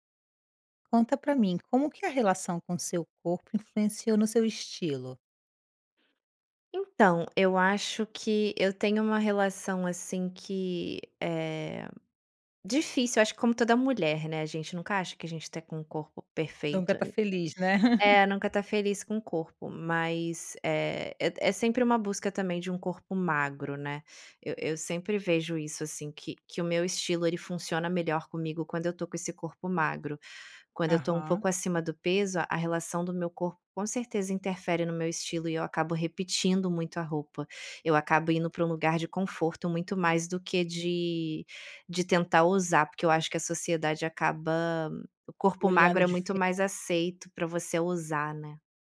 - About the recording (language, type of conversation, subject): Portuguese, podcast, Como a relação com seu corpo influenciou seu estilo?
- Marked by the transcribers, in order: tapping; chuckle